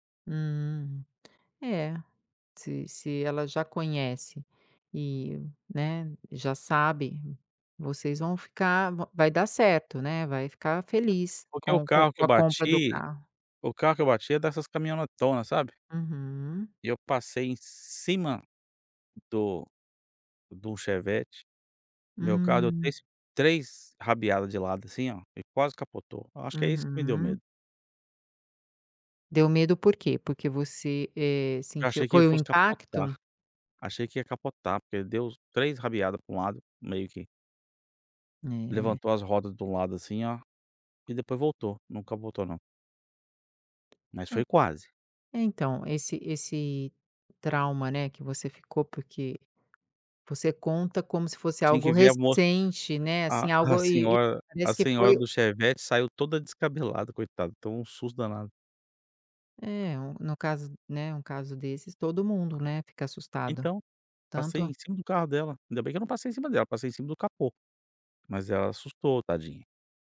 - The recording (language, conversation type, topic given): Portuguese, advice, Como você se sentiu ao perder a confiança após um erro ou fracasso significativo?
- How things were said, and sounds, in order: tapping; other background noise